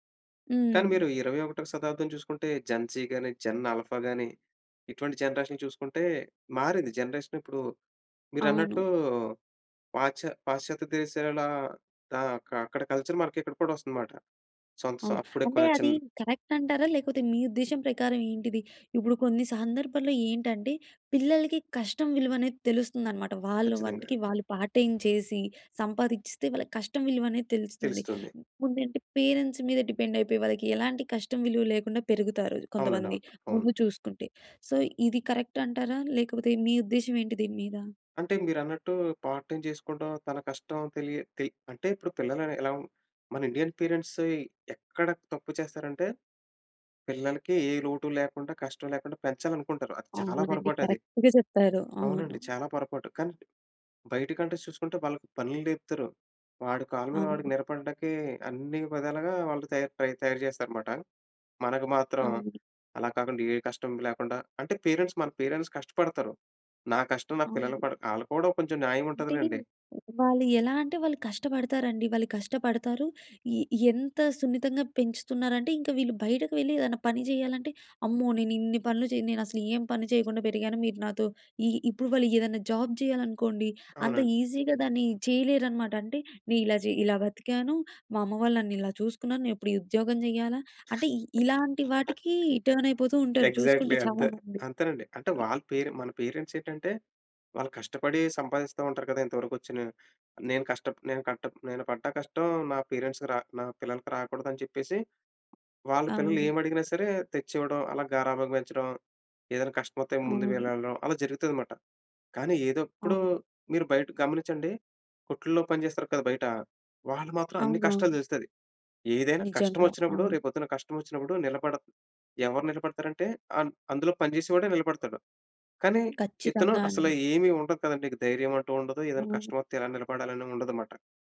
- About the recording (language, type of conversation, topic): Telugu, podcast, కొత్త విషయాలను నేర్చుకోవడం మీకు ఎందుకు ఇష్టం?
- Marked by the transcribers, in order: in English: "జెన్ జీ"; in English: "జెన్ ఆల్ఫా"; in English: "జనరేషన్"; in English: "జనరేషన్"; in English: "కల్చర్"; in English: "సొ"; in English: "కరెక్ట్"; in English: "పార్ట్ టైమ్"; in English: "పేరెంట్స్"; in English: "డిపెండ్"; in English: "సో"; in English: "కరెక్ట్"; in English: "పార్ట్ టైమ్"; in English: "ఇండియన్ పేరెంట్స్"; in English: "కరెక్ట్‌గా"; in English: "కంట్రీస్"; "నిలబడడానికి" said as "నిరపడడానికి"; in English: "పేరెంట్స్"; in English: "పేరెంట్స్"; in English: "జాబ్"; in English: "ఈజీగా"; chuckle; in English: "ఎగ్జాక్ట్‌లీ"; in English: "టర్న్"; in English: "పేరెంట్స్"; other background noise; in English: "పేరెంట్స్‌కి"; "వెళ్ళడం" said as "విళ్ళ‌లం"